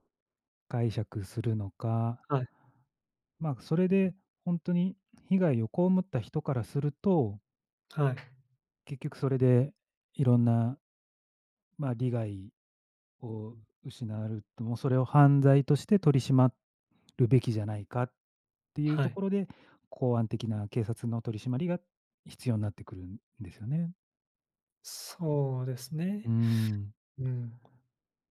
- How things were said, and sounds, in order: tapping
- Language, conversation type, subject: Japanese, unstructured, 政府の役割はどこまであるべきだと思いますか？